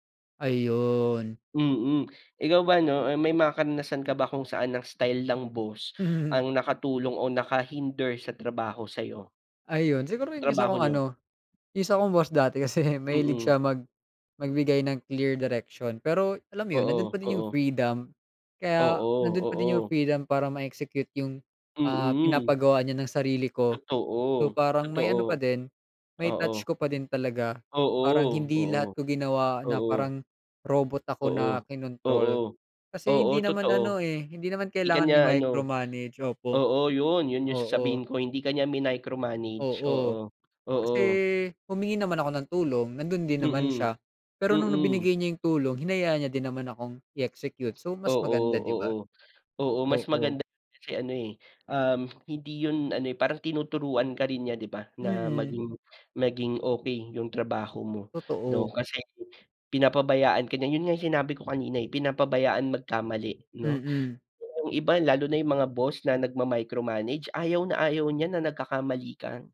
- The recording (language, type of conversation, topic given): Filipino, unstructured, Ano ang pinakamahalagang katangian ng isang mabuting boss?
- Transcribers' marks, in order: laughing while speaking: "kasi"; other background noise; tapping